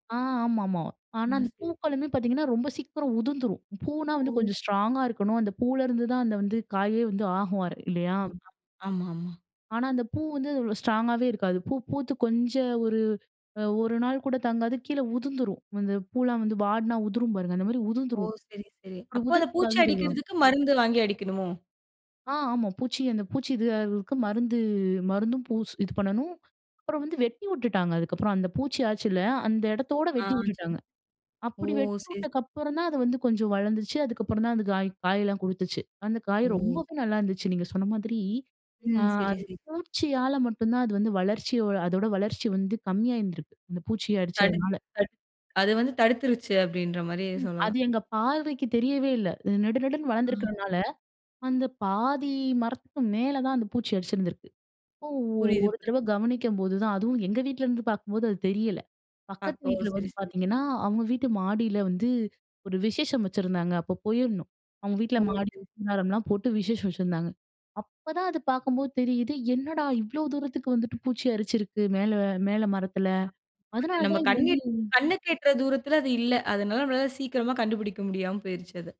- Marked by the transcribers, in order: unintelligible speech; other background noise; unintelligible speech; surprised: "அப்பதான் அது பாக்கும்போது தெரியுது என்னடா? … மேல மேல மரத்தில"
- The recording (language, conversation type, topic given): Tamil, podcast, குடும்பத்தில் பசுமை பழக்கங்களை எப்படித் தொடங்கலாம்?